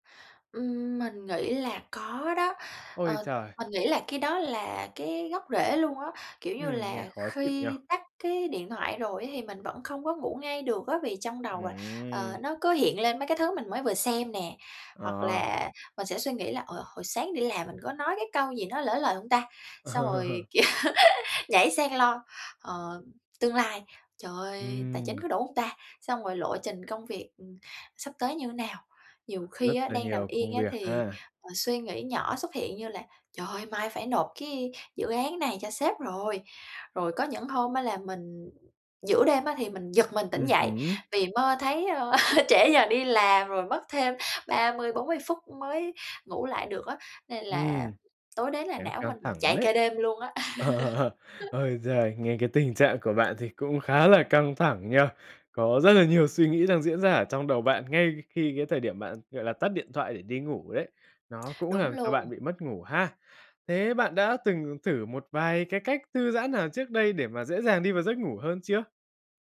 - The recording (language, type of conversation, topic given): Vietnamese, advice, Vì sao tôi khó thư giãn trước khi ngủ?
- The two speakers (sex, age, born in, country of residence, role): female, 25-29, Vietnam, Japan, user; male, 20-24, Vietnam, Vietnam, advisor
- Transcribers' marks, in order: laugh; laughing while speaking: "kiểu"; laugh; tapping; laugh; laugh